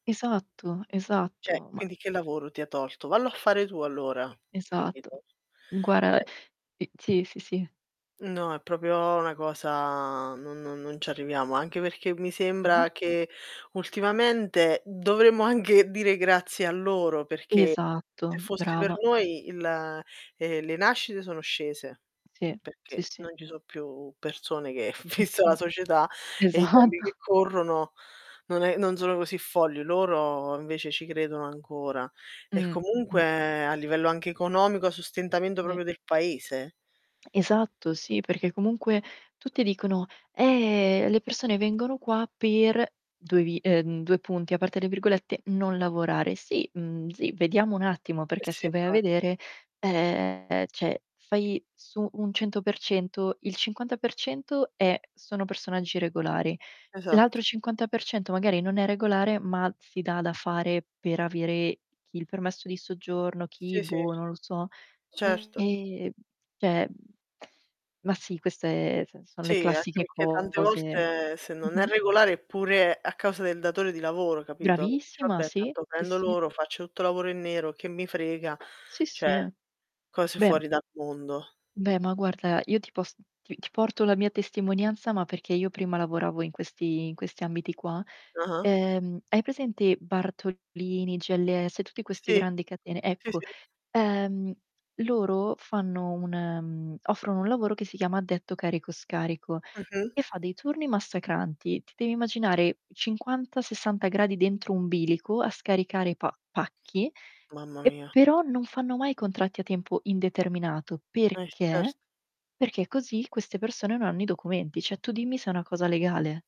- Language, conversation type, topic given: Italian, unstructured, In che modo la diversità arricchisce una comunità?
- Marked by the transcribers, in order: "Cioè" said as "ceh"; other background noise; "guarda" said as "guara"; distorted speech; "Cioè" said as "ceh"; "proprio" said as "propio"; laughing while speaking: "vista"; tapping; unintelligible speech; laughing while speaking: "Esatto"; "tempi" said as "tembi"; drawn out: "ehm"; "cioè" said as "ceh"; alarm; drawn out: "Ehm"; "cioè" said as "ceh"; "nel" said as "el"; static; "cioè" said as "ceh"; stressed: "Perché?"; "cioè" said as "ceh"